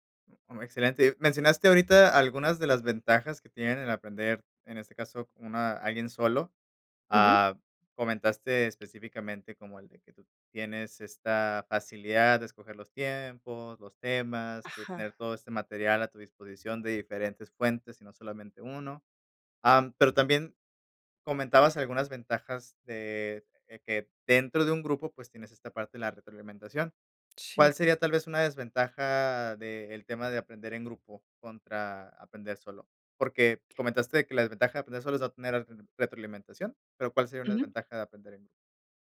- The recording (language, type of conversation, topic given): Spanish, podcast, ¿Qué opinas de aprender en grupo en comparación con aprender por tu cuenta?
- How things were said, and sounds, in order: other noise; tapping